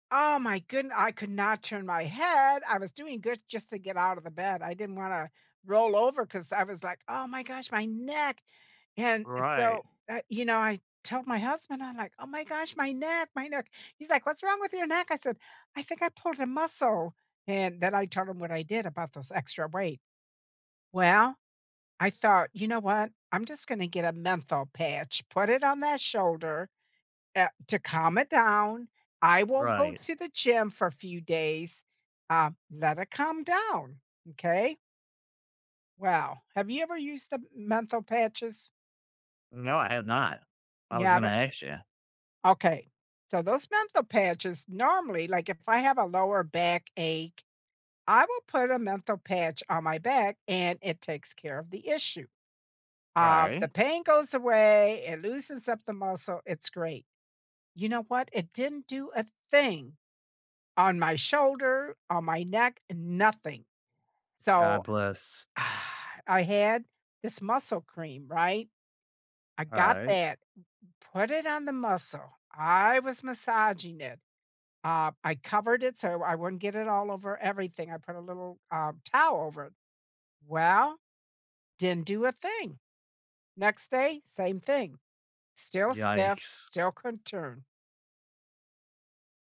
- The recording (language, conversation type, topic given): English, unstructured, How should I decide whether to push through a workout or rest?
- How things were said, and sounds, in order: stressed: "thing"; sigh